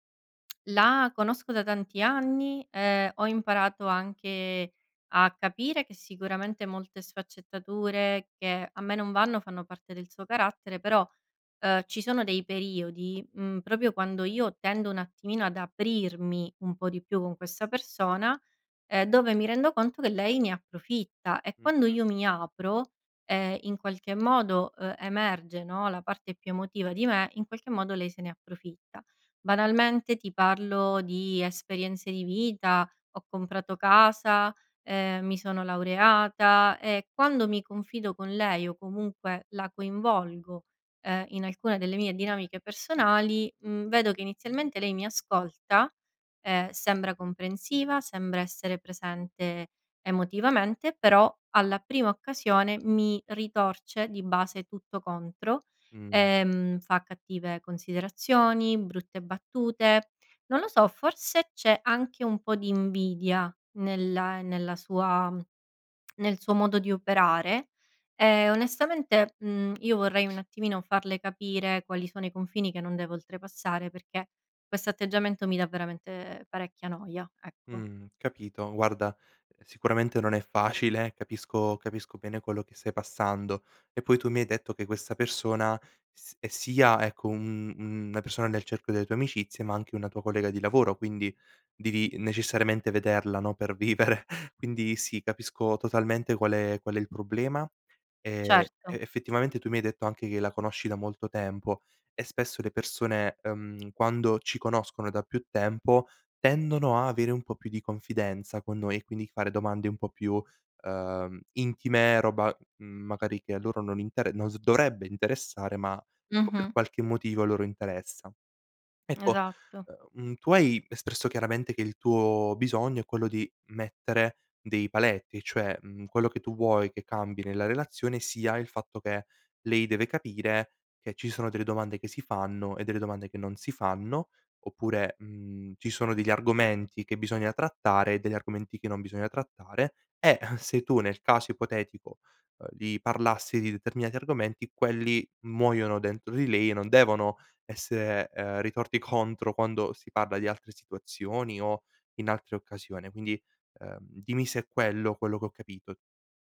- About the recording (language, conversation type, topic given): Italian, advice, Come posso mettere dei limiti nelle relazioni con amici o familiari?
- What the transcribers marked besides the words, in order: lip smack; lip smack; blowing; laughing while speaking: "vivere"; sigh